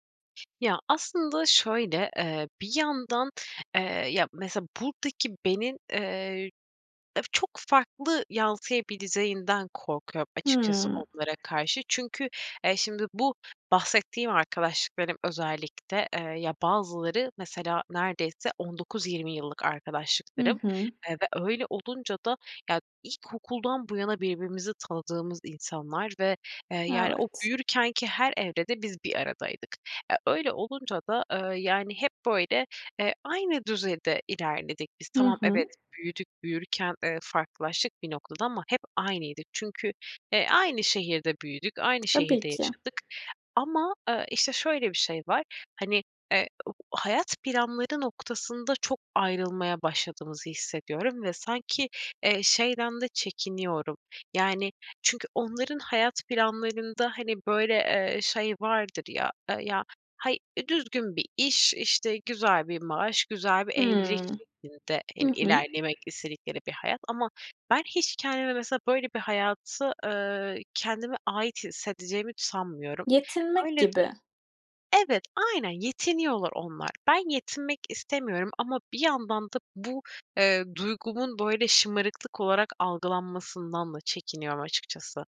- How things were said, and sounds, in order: other background noise; other noise; tapping; background speech
- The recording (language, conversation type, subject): Turkish, advice, Hayat evrelerindeki farklılıklar yüzünden arkadaşlıklarımda uyum sağlamayı neden zor buluyorum?